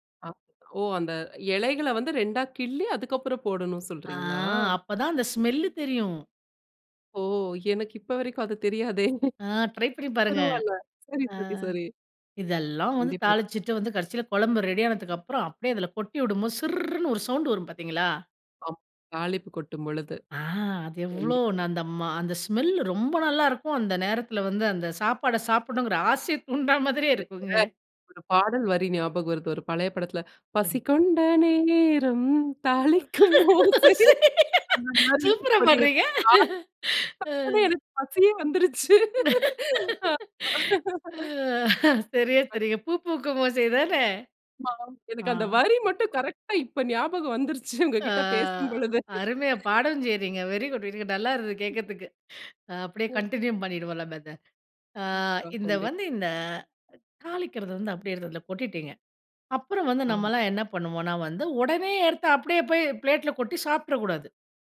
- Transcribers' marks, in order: drawn out: "அ"; in English: "ஸ்மெல்லு"; laughing while speaking: "தெரியாதே!"; in English: "ட்ரை"; in English: "ரெடி"; in English: "சவுண்ட்"; in English: "ஸ்மெல்"; laughing while speaking: "ஆசைய தூண்டுறா மாதிரியே இருக்குங்க!"; other background noise; singing: "பசி கொண்ட நேரம்! தாளிக்கும் ஓசை"; laughing while speaking: "சூப்பரா பாடுறீங்க! அ"; laughing while speaking: "அந்த மாரி. இப்ப நீங்க தாளிப்புனோன்ன, எனக்கு பசியே வந்துருச்சு!"; laughing while speaking: "அ சரியா சொன்னீங்க பூ பூக்கும் ஓசை தான! அ"; in English: "கரெக்ட்டா"; drawn out: "அ"; laughing while speaking: "உங்ககிட்ட பேசும் பொழுது"; breath; in English: "வெரி குட் வெரி குட்"; other noise; in English: "கன்டினியூ"; in English: "பிளேட்ல"
- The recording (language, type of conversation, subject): Tamil, podcast, இந்த ரெசிபியின் ரகசியம் என்ன?